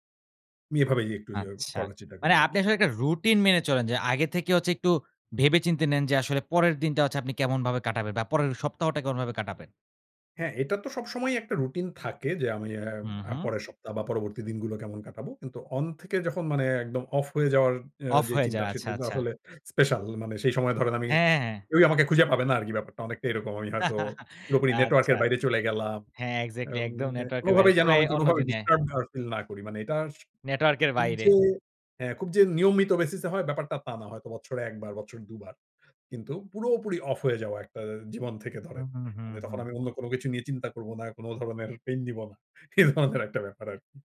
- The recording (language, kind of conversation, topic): Bengali, podcast, কাজ থেকে সত্যিই ‘অফ’ হতে তোমার কি কোনো নির্দিষ্ট রীতি আছে?
- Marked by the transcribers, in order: in English: "স্পেশাল"; in English: "বেসিসে"